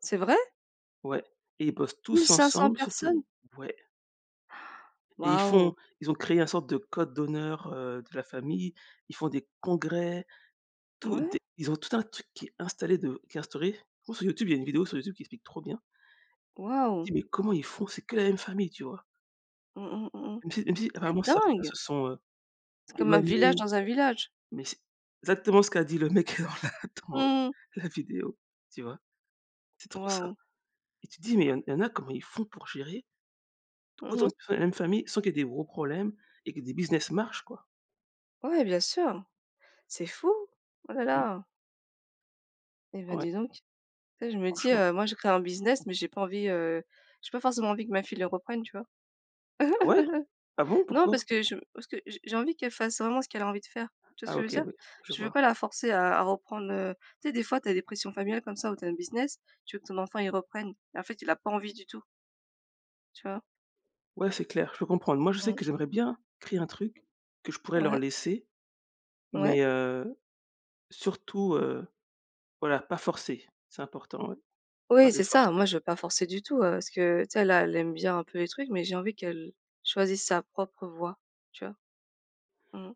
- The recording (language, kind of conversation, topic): French, unstructured, Comment décrirais-tu ta relation avec ta famille ?
- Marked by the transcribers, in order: surprised: "C'est vrai ?"; surprised: "mille-cinq-cent personnes !"; gasp; surprised: "C'est dingue !"; laughing while speaking: "dans la"; laughing while speaking: "la vidéo"; chuckle; surprised: "Ah ouais ? Ah bon, pourquoi ?"; other background noise